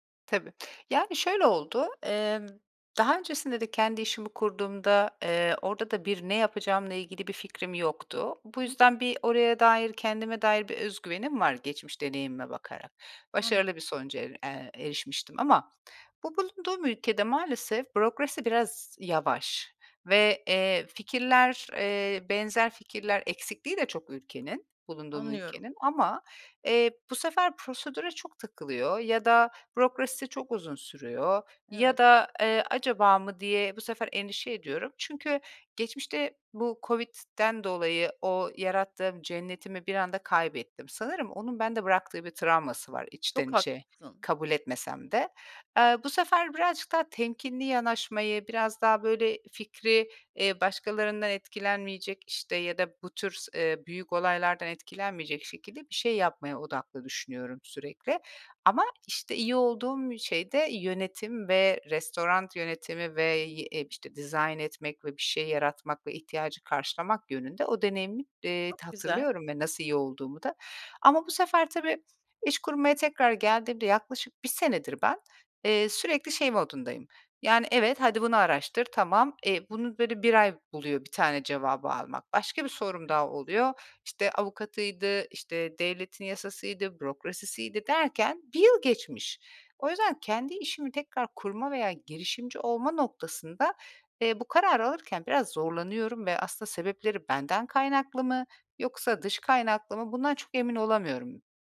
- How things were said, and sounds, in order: "restoran" said as "restorant"; other background noise
- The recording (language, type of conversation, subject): Turkish, advice, Kendi işinizi kurma veya girişimci olma kararınızı nasıl verdiniz?